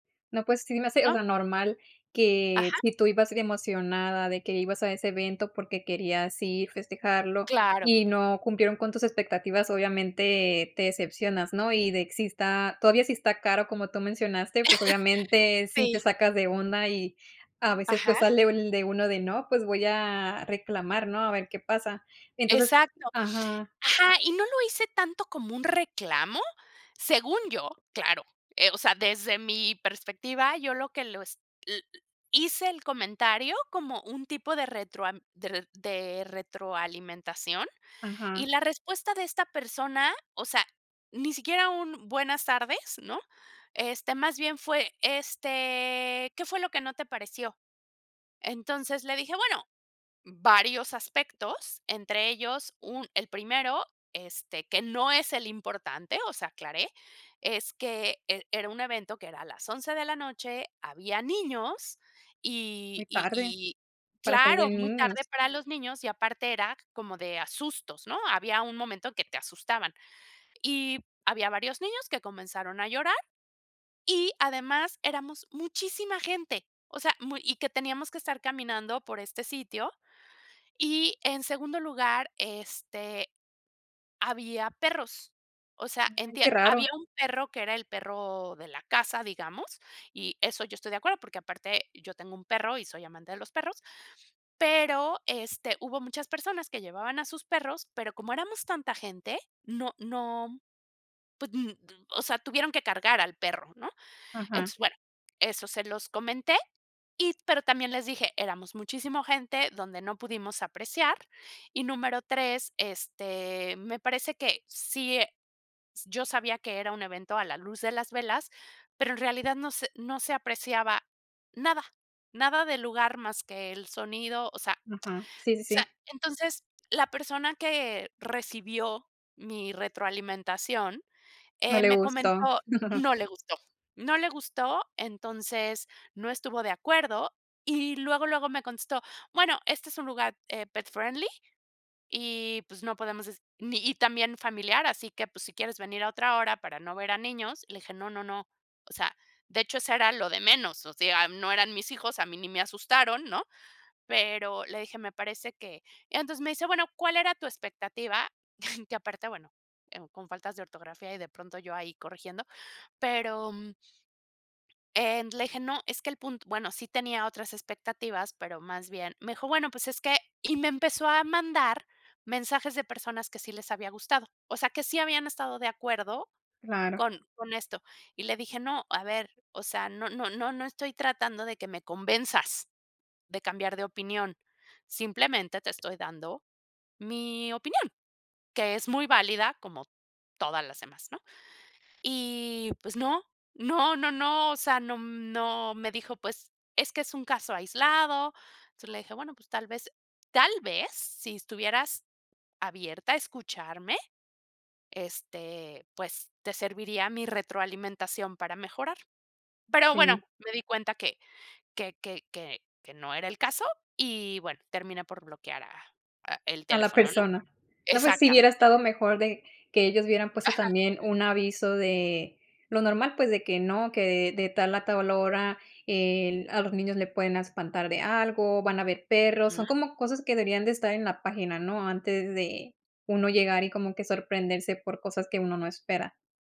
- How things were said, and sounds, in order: tapping; laugh; other background noise; chuckle; in English: "pet friendly"; chuckle
- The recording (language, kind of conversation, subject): Spanish, podcast, ¿Cómo sueles escuchar a alguien que no está de acuerdo contigo?